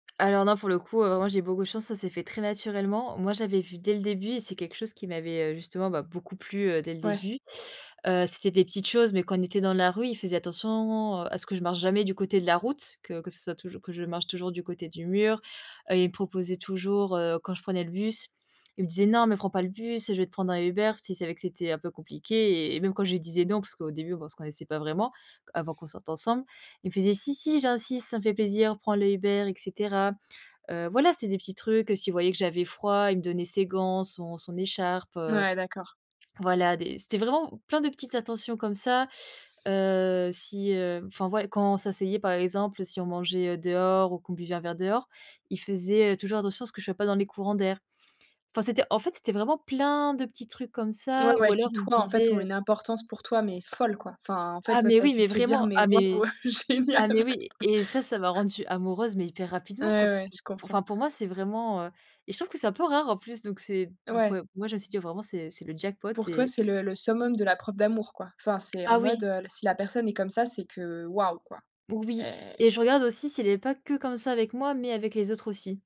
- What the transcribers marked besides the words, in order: tapping; other background noise; stressed: "plein"; stressed: "folle"; laughing while speaking: "génial !"; laugh
- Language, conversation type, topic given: French, podcast, Préférez-vous des mots doux ou des gestes concrets à la maison ?